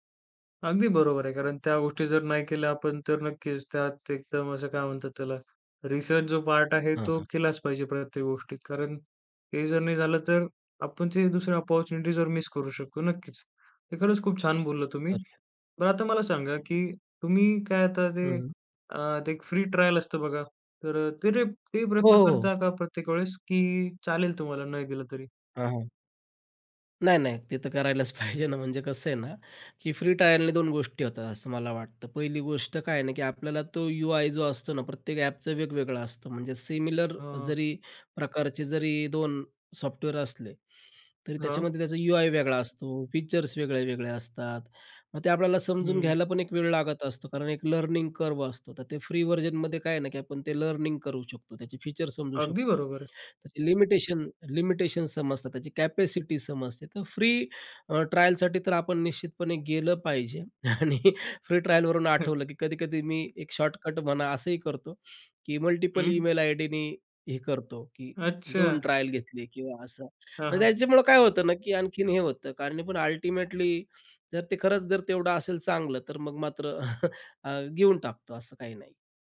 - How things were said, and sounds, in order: other background noise; tapping; in English: "ऑपॉर्च्युनिटी"; laughing while speaking: "करायलाच पाहिजे ना"; in English: "लर्निंग कर्व"; in English: "व्हर्जनमध्ये"; chuckle; laughing while speaking: "आणि"; in English: "मल्टिपल"; in English: "अल्टिमेटली"; chuckle
- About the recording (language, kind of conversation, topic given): Marathi, podcast, तुम्ही विनामूल्य आणि सशुल्क साधनांपैकी निवड कशी करता?